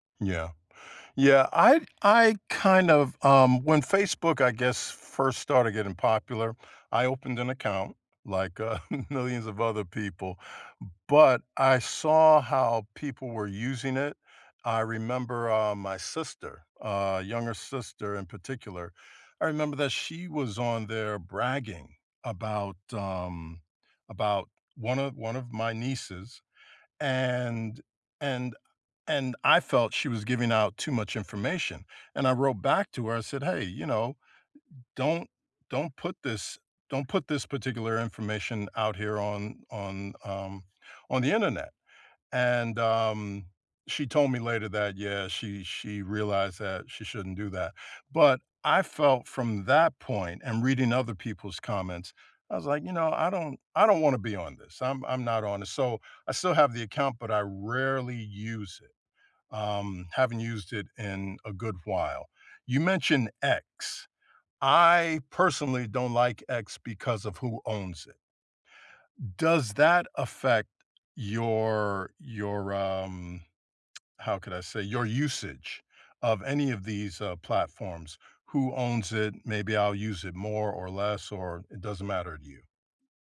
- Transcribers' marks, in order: laughing while speaking: "uh"; tsk
- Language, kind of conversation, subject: English, unstructured, How do you feel about the role of social media in news today?
- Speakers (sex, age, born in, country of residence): male, 20-24, United States, United States; male, 60-64, United States, United States